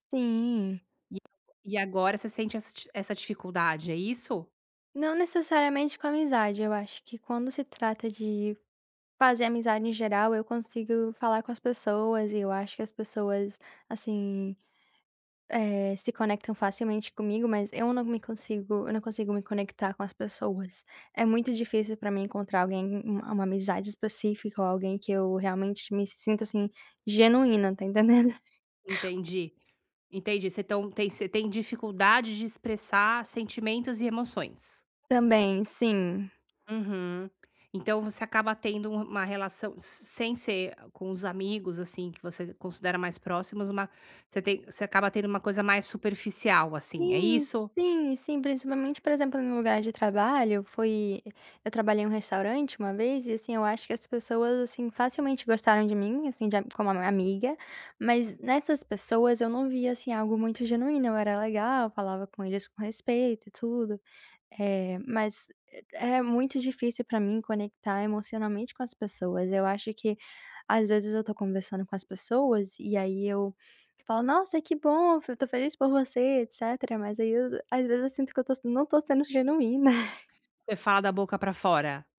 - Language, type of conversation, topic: Portuguese, advice, Como posso começar a expressar emoções autênticas pela escrita ou pela arte?
- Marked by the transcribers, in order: tapping; laughing while speaking: "está entendendo?"; laughing while speaking: "genuína"; other background noise